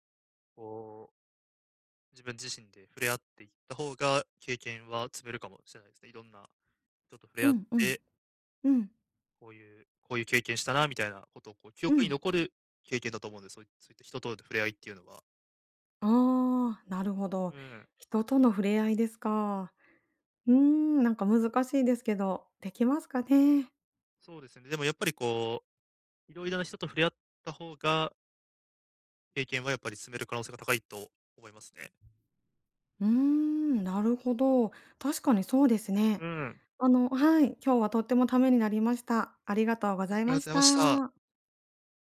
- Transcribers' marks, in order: other background noise; tapping
- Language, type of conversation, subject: Japanese, advice, 簡素な生活で経験を増やすにはどうすればよいですか？